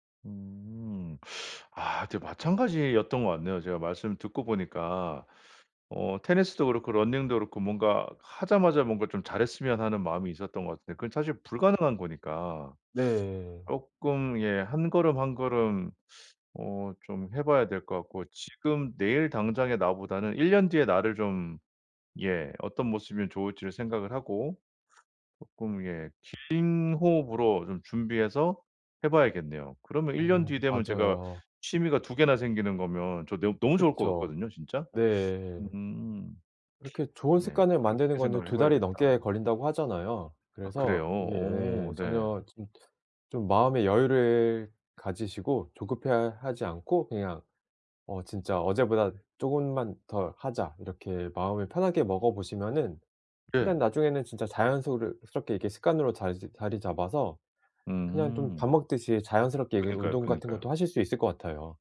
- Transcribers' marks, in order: teeth sucking; other background noise; tapping
- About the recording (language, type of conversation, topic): Korean, advice, 새 취미를 시작하는 것이 두려울 때, 어떻게 첫걸음을 내디딜 수 있을까요?